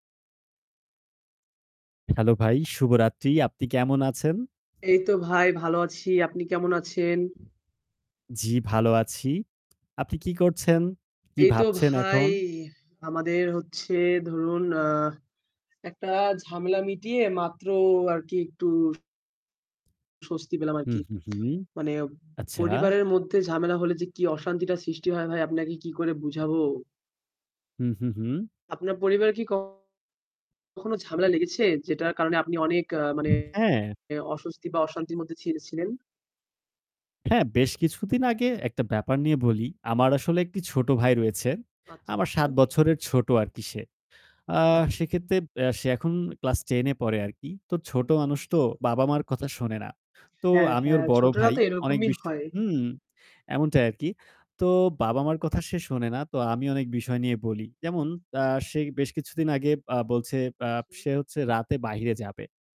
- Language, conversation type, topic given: Bengali, unstructured, পরিবারের মধ্যে মতবিরোধ কীভাবে মীমাংসা করবেন?
- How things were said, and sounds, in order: tapping; static; distorted speech